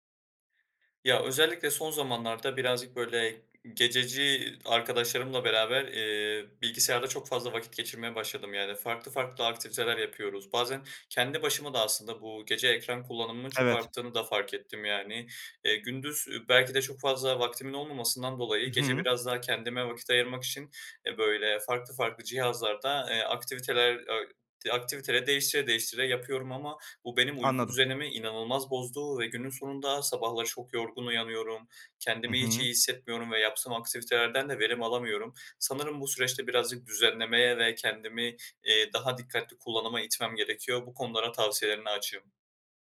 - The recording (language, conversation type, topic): Turkish, advice, Gece ekran kullanımı uykumu nasıl bozuyor ve bunu nasıl düzeltebilirim?
- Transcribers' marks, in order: other background noise